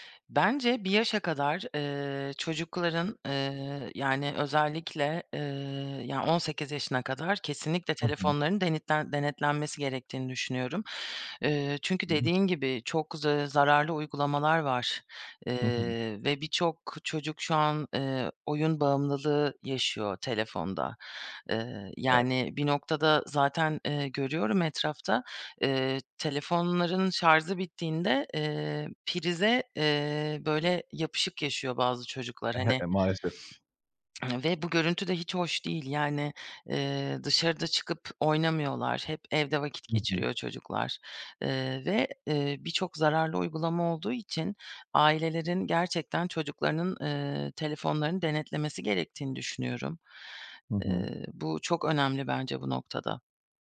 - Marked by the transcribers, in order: other background noise; tapping; "şarjı" said as "şarzı"; chuckle; sniff
- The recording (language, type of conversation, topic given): Turkish, podcast, Telefon olmadan bir gün geçirsen sence nasıl olur?
- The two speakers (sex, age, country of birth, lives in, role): female, 30-34, Turkey, Germany, guest; male, 30-34, Turkey, Bulgaria, host